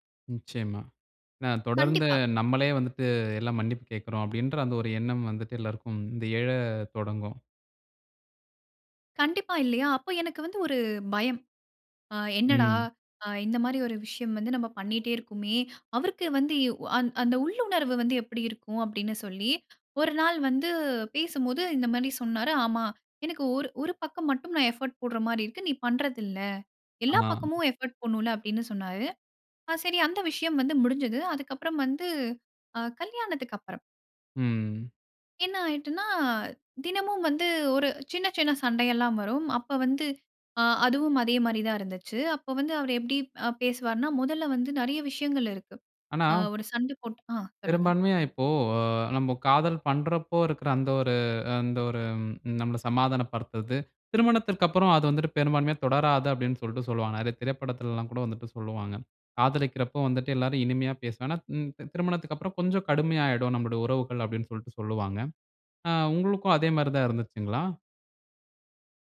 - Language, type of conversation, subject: Tamil, podcast, தீவிரமான சண்டைக்குப் பிறகு உரையாடலை எப்படி தொடங்குவீர்கள்?
- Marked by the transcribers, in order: in English: "எஃபோர்ட்"; in English: "எஃபோர்ட்"